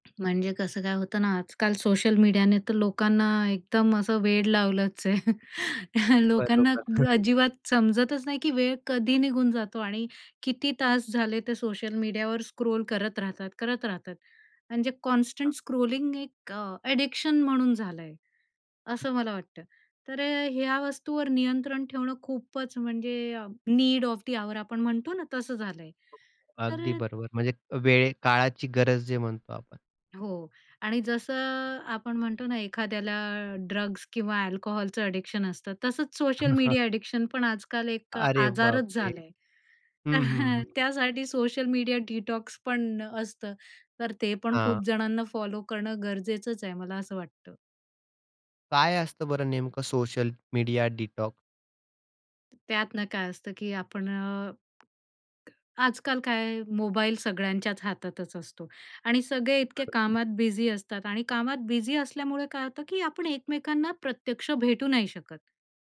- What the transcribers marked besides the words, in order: tapping; chuckle; other noise; in English: "स्क्रोल"; in English: "कॉन्स्टंट स्क्रोलिंग"; in English: "अ‍ॅडिक्शन"; in English: "नीड ऑफ दी ऑवर"; in English: "अ‍ॅडिक्शन"; chuckle; in English: "अ‍ॅडिक्शन"; laughing while speaking: "तर"; chuckle; in English: "डिटॉक्स"; in English: "डिटॉक?"
- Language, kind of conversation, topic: Marathi, podcast, सोशल मीडियावर किती वेळ द्यायचा, हे कसे ठरवायचे?